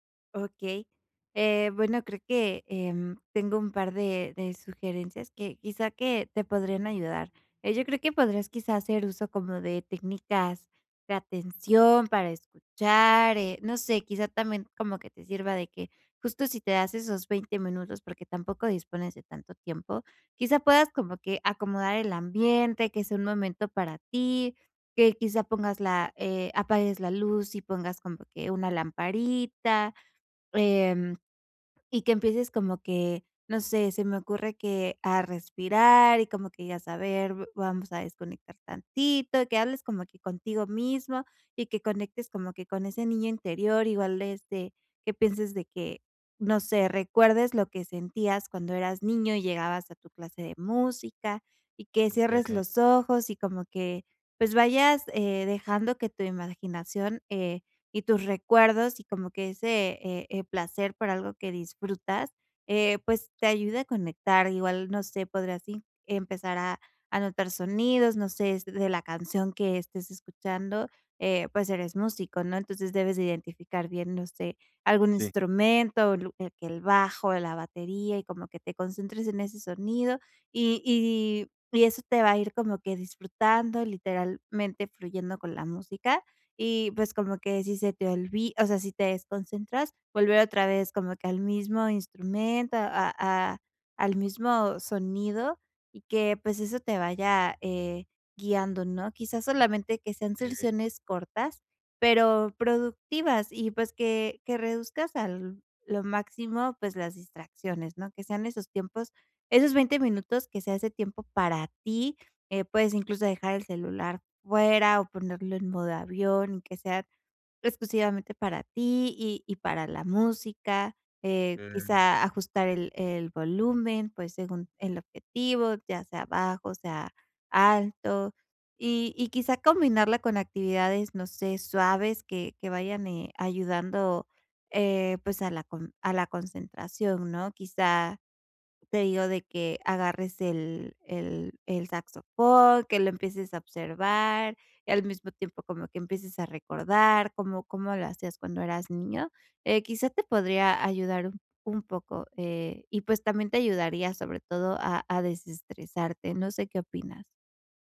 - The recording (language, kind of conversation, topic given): Spanish, advice, ¿Cómo puedo disfrutar de la música cuando mi mente divaga?
- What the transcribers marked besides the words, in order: tapping; "sesiones" said as "selsiones"